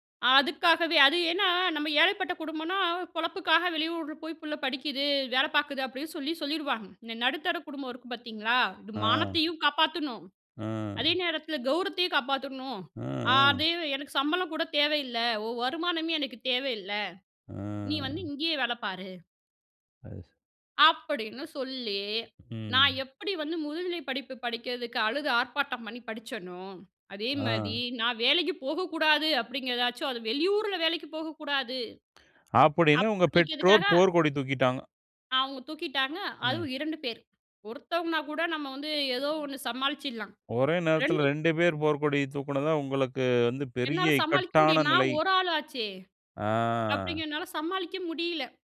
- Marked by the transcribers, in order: "சரி" said as "ச"; drawn out: "சொல்லி"; inhale; "அப்டிங்கிறதுக்காக" said as "அப்டிகிதுக்காக"; drawn out: "ஆ"
- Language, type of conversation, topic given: Tamil, podcast, முதலாம் சம்பளம் வாங்கிய நாள் நினைவுகளைப் பற்றி சொல்ல முடியுமா?